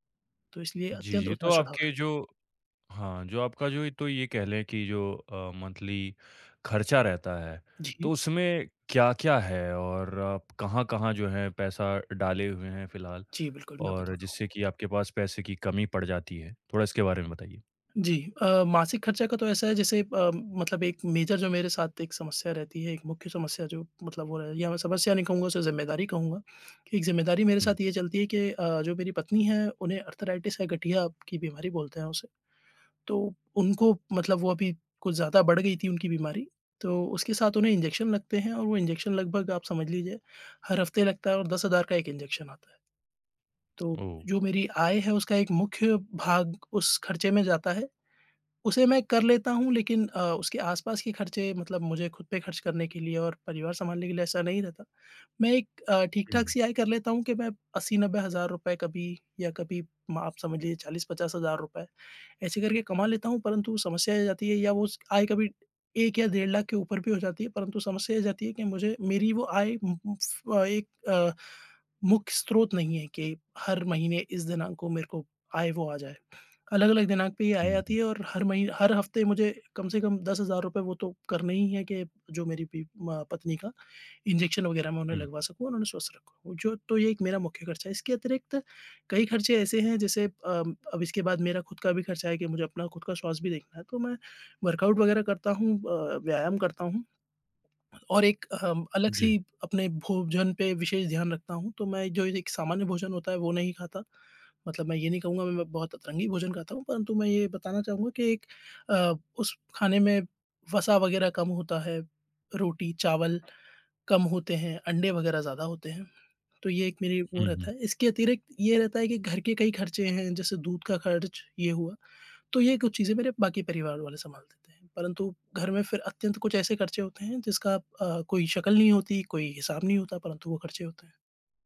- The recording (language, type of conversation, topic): Hindi, advice, आय में उतार-चढ़ाव आपके मासिक खर्चों को कैसे प्रभावित करता है?
- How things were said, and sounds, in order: in English: "मंथली"; in English: "मेजर"; in English: "इन्जेक्शन"; in English: "इन्जेक्शन"; in English: "इन्जेक्शन"; other background noise; in English: "इन्जेक्शन"; in English: "वर्कआउट"